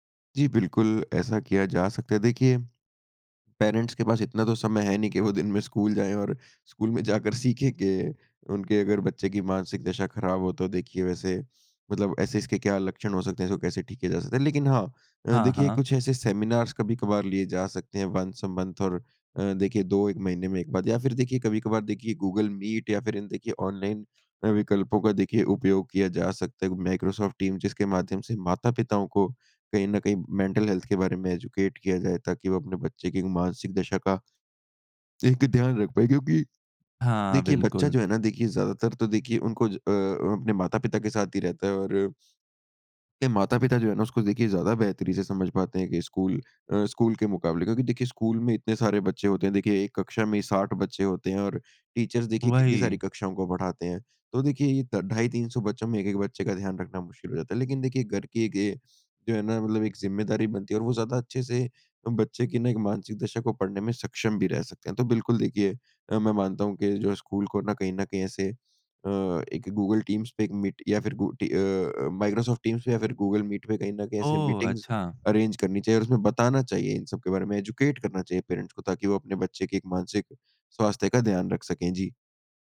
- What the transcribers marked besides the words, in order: tapping; in English: "पैरेंट्स"; in English: "सेमिनार्स"; in English: "वन्स अ मंथ"; in English: "मैंटल हेल्थ"; in English: "एजुकेट"; sniff; in English: "टीचर्स"; in English: "मीटिंग्स अरेंज"; in English: "एजुकेट"; in English: "पैरेंट्स"
- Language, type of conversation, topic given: Hindi, podcast, मानसिक स्वास्थ्य को स्कूल में किस तरह शामिल करें?
- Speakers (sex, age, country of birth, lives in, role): male, 20-24, India, India, host; male, 55-59, India, India, guest